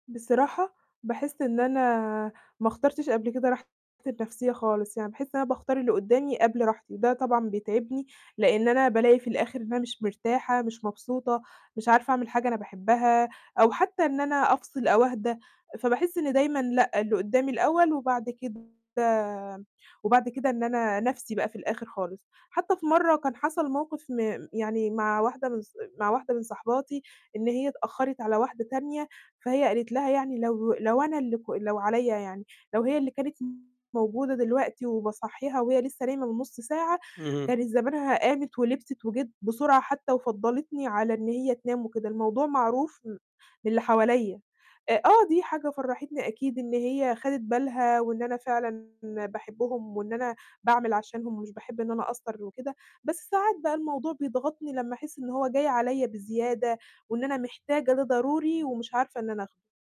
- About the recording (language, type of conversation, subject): Arabic, advice, إزاي أحط حدود في علاقاتي الاجتماعية وأحافظ على وقت فراغي؟
- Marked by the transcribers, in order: distorted speech